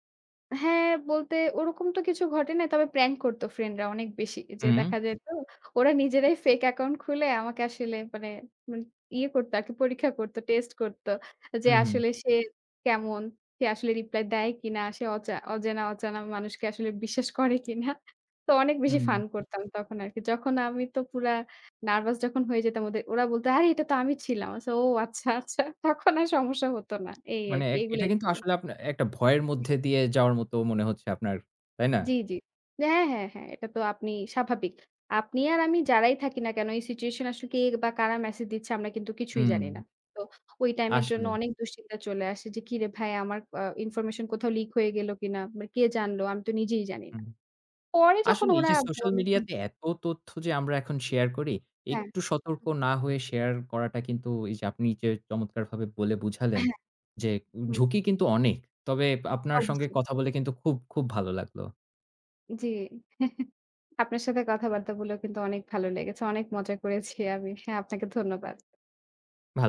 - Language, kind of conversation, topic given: Bengali, podcast, অনলাইনে ব্যক্তিগত তথ্য শেয়ার করার তোমার সীমা কোথায়?
- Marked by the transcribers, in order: laughing while speaking: "বিশ্বাস করে কিনা?"; other background noise; laughing while speaking: "ও আচ্ছা আচ্ছা তখন আর সমস্যা হতো না"; in English: "situation"; in English: "message"; in English: "information"; in English: "social media"; chuckle; tapping